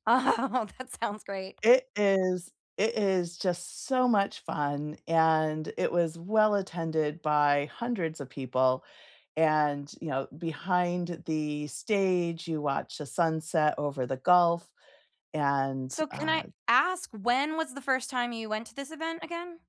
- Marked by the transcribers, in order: laughing while speaking: "Oh, that sounds"
- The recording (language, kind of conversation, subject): English, unstructured, What is your favorite local event or festival?
- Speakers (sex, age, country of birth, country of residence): female, 35-39, United States, United States; female, 55-59, United States, United States